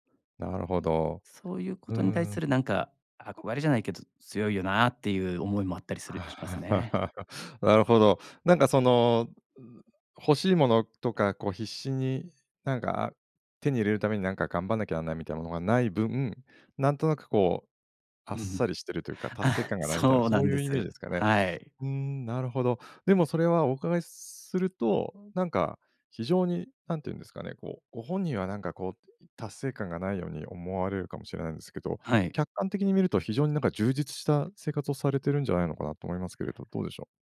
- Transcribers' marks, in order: laugh
- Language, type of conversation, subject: Japanese, advice, 必要なものと欲しいものの線引きに悩む